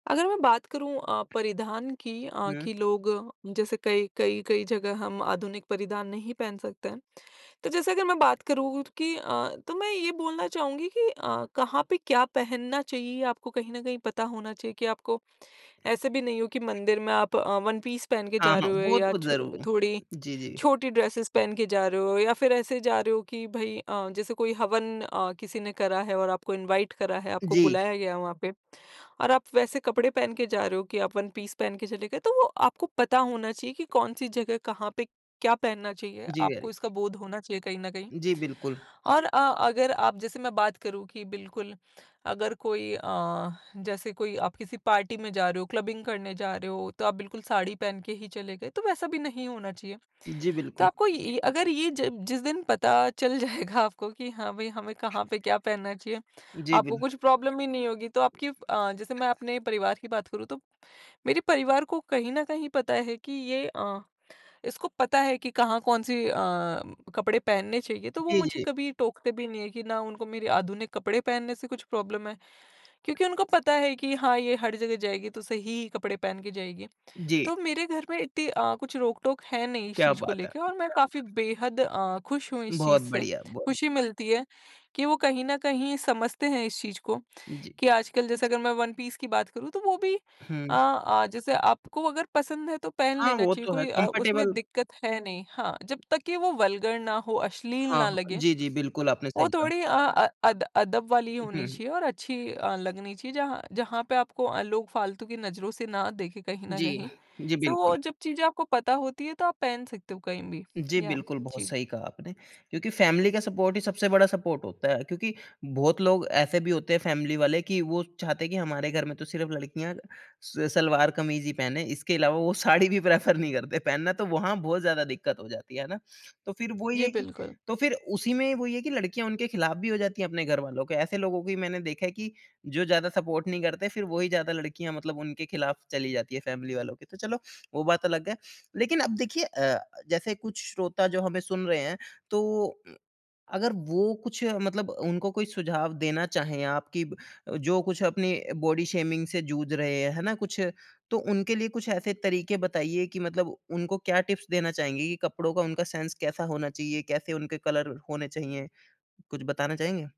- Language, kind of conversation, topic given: Hindi, podcast, कपड़े पहनने से आपको कितना आत्मविश्वास मिलता है?
- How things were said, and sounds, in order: tapping; in English: "वन पीस"; in English: "ड्रेसेस"; in English: "इनवाइट"; in English: "वन पीस"; in English: "वेरी गु"; in English: "पार्टी"; in English: "क्लबिंग"; laughing while speaking: "जाएगा आपको"; other background noise; in English: "प्रॉब्लम"; in English: "प्रॉब्लम"; in English: "वन पीस"; in English: "कंफर्टेबल"; in English: "वल्गर"; in English: "याह"; in English: "फैमिली"; in English: "सपोर्ट"; in English: "सपोर्ट"; in English: "फैमिली"; laughing while speaking: "साड़ी भी प्रेफर नहीं करते"; in English: "प्रेफर"; in English: "सपोर्ट"; in English: "फैमिली"; in English: "बॉडी शेमिंग"; in English: "टिप्स"; in English: "सेंस"; in English: "कलर"